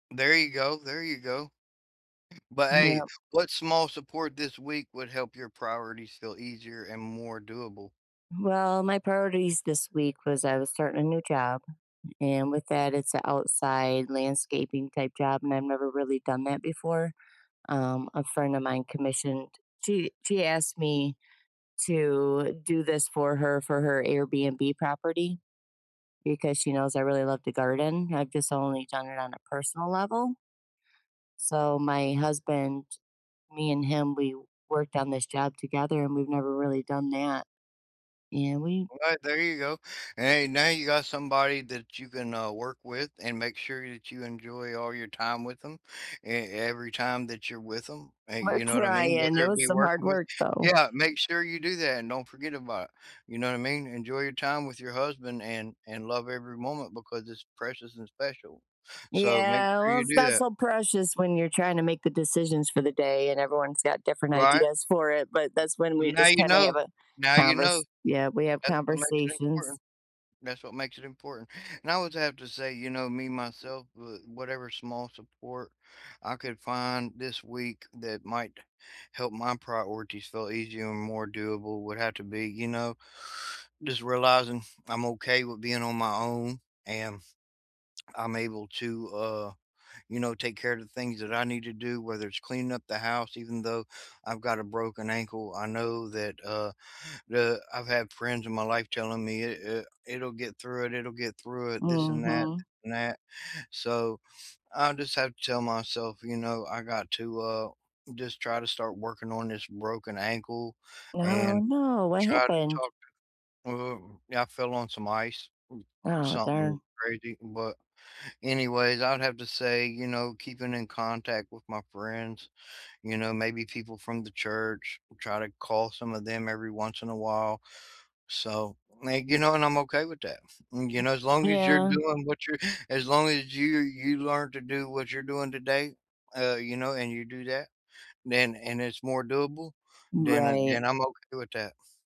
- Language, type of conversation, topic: English, unstructured, How do you decide what matters each week?
- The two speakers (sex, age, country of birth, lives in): female, 50-54, United States, United States; male, 40-44, United States, United States
- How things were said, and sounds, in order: other background noise; drawn out: "Yeah"; tapping; inhale; sniff; other noise; swallow